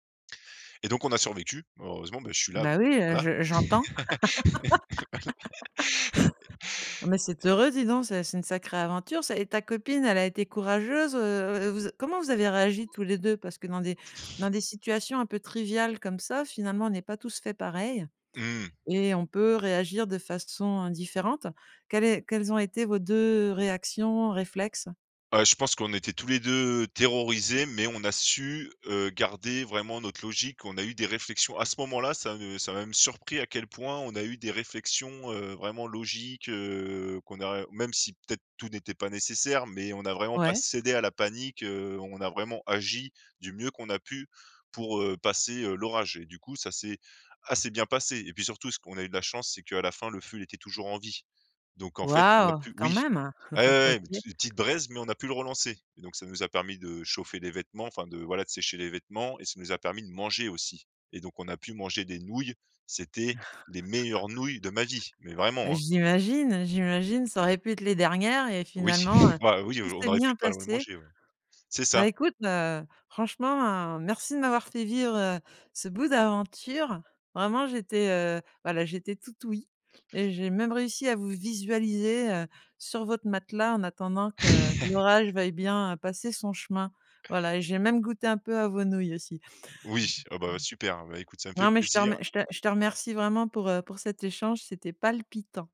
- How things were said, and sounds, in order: laugh; other background noise; laugh; other noise; laugh; laugh; chuckle; chuckle
- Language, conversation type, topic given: French, podcast, Peux-tu nous raconter l’une de tes randonnées les plus marquantes ?